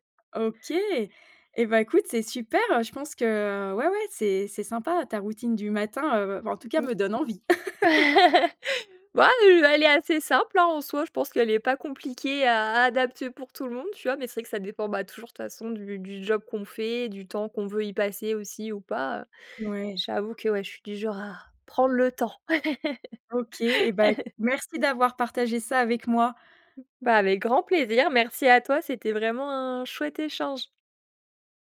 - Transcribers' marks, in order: tapping; chuckle; other background noise; laugh; laugh; other noise
- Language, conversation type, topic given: French, podcast, Quelle est ta routine du matin, et comment ça se passe chez toi ?